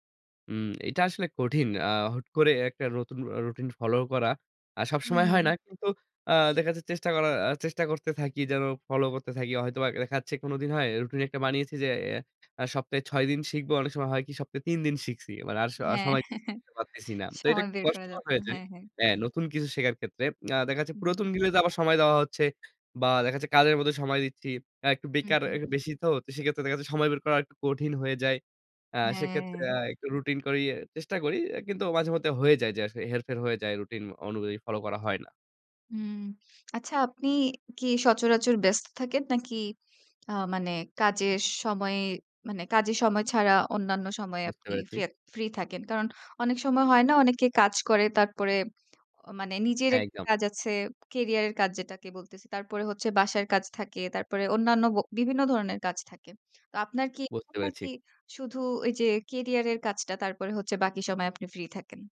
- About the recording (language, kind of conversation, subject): Bengali, podcast, আপনি ব্যস্ততার মধ্যেও নিজের শেখার জন্য কীভাবে সময় বের করে নিতেন?
- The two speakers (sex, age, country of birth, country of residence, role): female, 25-29, Bangladesh, Bangladesh, host; male, 25-29, Bangladesh, Bangladesh, guest
- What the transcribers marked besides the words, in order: other background noise; chuckle; unintelligible speech